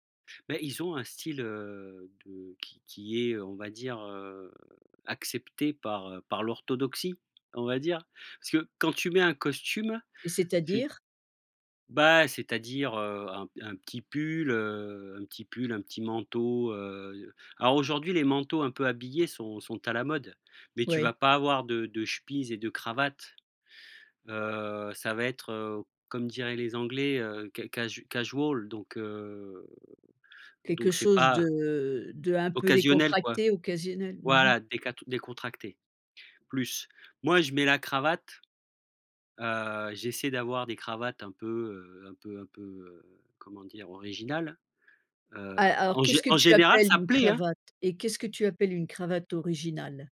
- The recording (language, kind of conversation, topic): French, podcast, Comment savoir si une tendance te va vraiment ?
- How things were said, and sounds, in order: put-on voice: "casual"; drawn out: "heu"